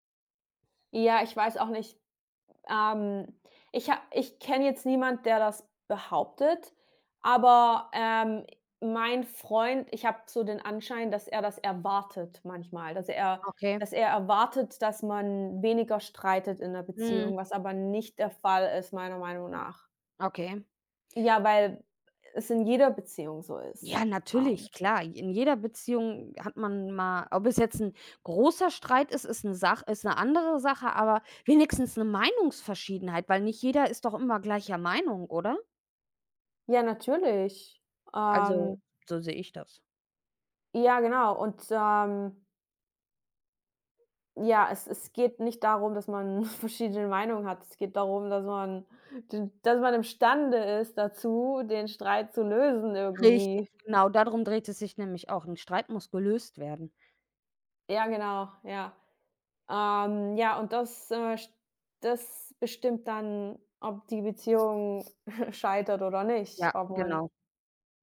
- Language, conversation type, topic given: German, unstructured, Wie kann man Vertrauen in einer Beziehung aufbauen?
- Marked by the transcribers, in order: chuckle; chuckle